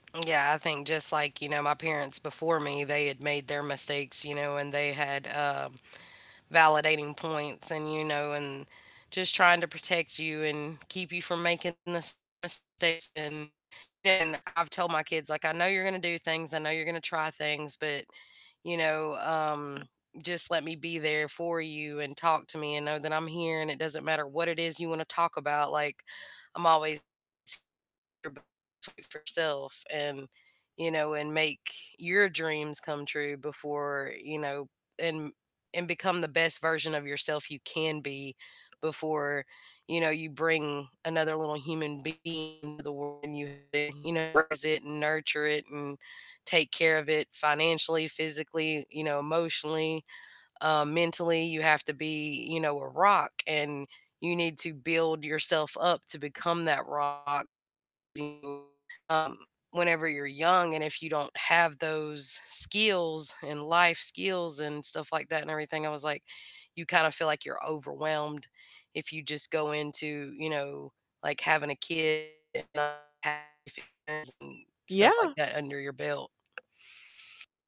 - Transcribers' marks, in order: distorted speech; other background noise; unintelligible speech; tapping; unintelligible speech; unintelligible speech
- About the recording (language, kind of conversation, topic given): English, unstructured, Do you think society values certain dreams more than others?
- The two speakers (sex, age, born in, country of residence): female, 40-44, United States, United States; female, 55-59, United States, United States